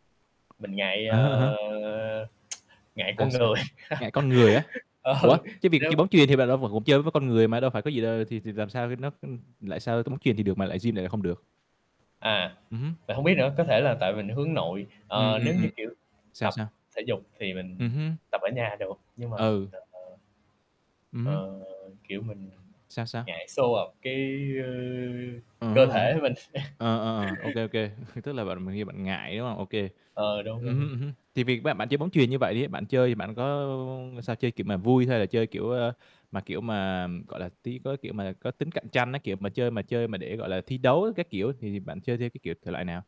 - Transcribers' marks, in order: tapping; static; tsk; chuckle; laughing while speaking: "Ờ"; unintelligible speech; alarm; in English: "show off"; chuckle
- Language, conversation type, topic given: Vietnamese, unstructured, Bạn cảm thấy thế nào khi đạt được một mục tiêu trong sở thích của mình?